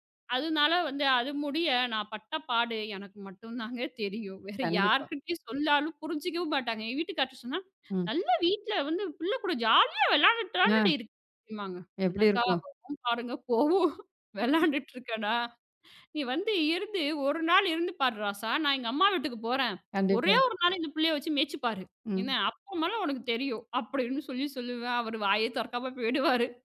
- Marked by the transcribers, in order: laughing while speaking: "தாங்க தெரியும். வேற யார்கிட்டயும் சொல்லாலும் புரிஞ்சிக்கவும் மாட்டாங்க"; laughing while speaking: "கோவம். விளையாண்டுட்டு இருக்கேனா?"; "அப்புறம்மேல" said as "அப்பும்மேல"; laughing while speaking: "அப்படின்னு சொல்லிச் சொல்லி அவரு வாயே தொறக்காம போயிடுவாரு"
- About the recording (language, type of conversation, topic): Tamil, podcast, ஒரு புதிதாகப் பிறந்த குழந்தை வந்தபிறகு உங்கள் வேலை மற்றும் வீட்டின் அட்டவணை எப்படி மாற்றமடைந்தது?